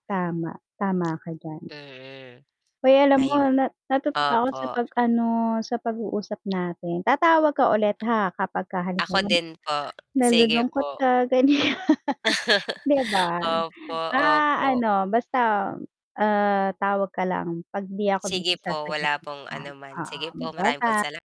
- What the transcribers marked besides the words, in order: tapping; static; laugh; laughing while speaking: "ganiyan"
- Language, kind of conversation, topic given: Filipino, unstructured, Paano mo pinapanatili ang motibasyon habang tinutupad mo ang iyong mga pangarap?
- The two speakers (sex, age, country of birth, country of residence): female, 30-34, Philippines, Philippines; female, 40-44, Philippines, Philippines